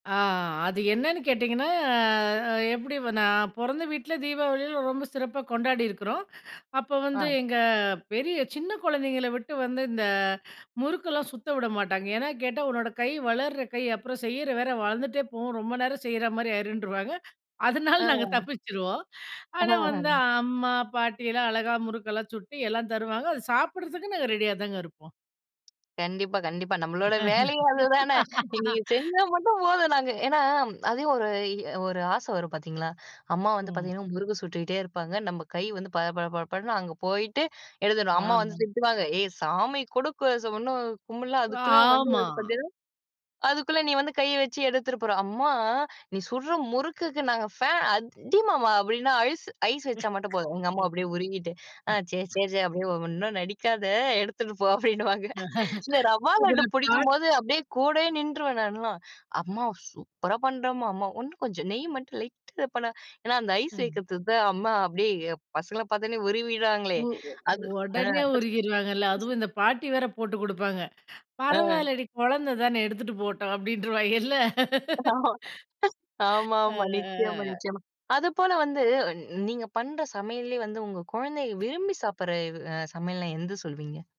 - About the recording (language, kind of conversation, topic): Tamil, podcast, உங்கள் குடும்பத்தில் சமையலும் உணவு நேரங்களும் பொதுவாக எப்படி அமைந்திருக்கும்?
- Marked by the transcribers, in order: drawn out: "கேட்டிங்கன்னா"; laughing while speaking: "அதனால நாங்க தப்பிச்சுருவோம்"; laugh; laughing while speaking: "நம்மளோட வேலையே அதுதானே! நீங்க செஞ்சா மட்டும் போதும் நாங்க"; drawn out: "அம்மா!"; unintelligible speech; laugh; laughing while speaking: "அப்பிடின்னுவாங்க"; unintelligible speech; "இன்னும்" said as "உன்னும்"; "உருகிருவாங்களே" said as "உருவிடுவாங்களே"; unintelligible speech; laugh; laughing while speaking: "அப்பிடின்றுவாங்கல்ல"; laugh; tapping; "எத" said as "எந்து"